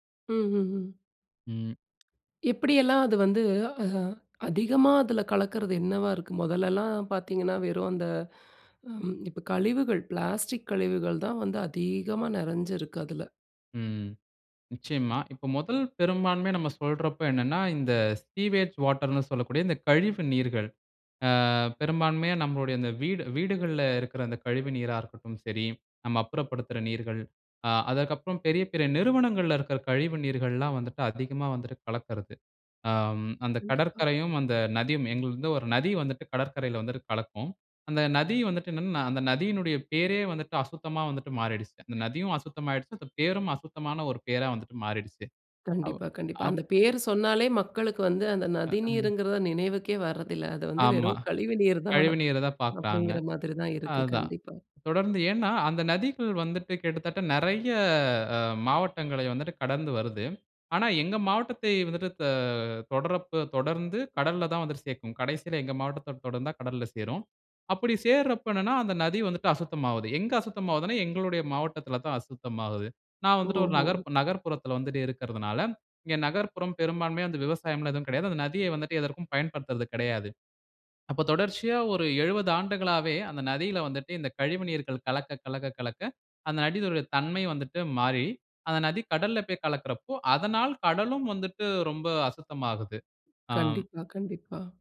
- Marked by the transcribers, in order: other background noise; inhale; in English: "சீவேஜ் வாட்டர்"; breath; laughing while speaking: "கழிவு நீர் தான்"
- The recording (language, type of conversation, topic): Tamil, podcast, கடல் கரை பாதுகாப்புக்கு மக்கள் எப்படிக் கலந்து கொள்ளலாம்?